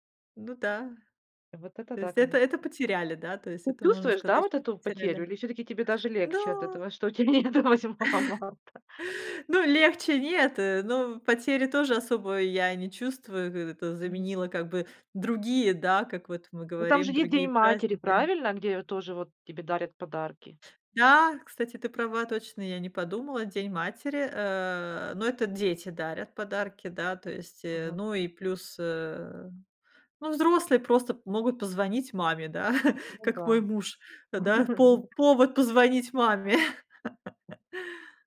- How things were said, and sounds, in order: laughing while speaking: "тя нету восьмого марта?"; chuckle; laughing while speaking: "да"; laugh; other background noise; chuckle
- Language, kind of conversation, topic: Russian, podcast, Как миграция повлияла на семейные праздники и обычаи?